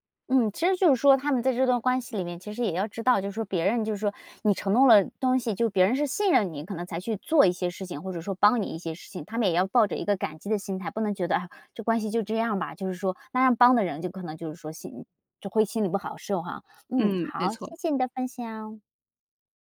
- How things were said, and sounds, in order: none
- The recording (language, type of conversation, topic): Chinese, podcast, 你怎么看“说到做到”在日常生活中的作用？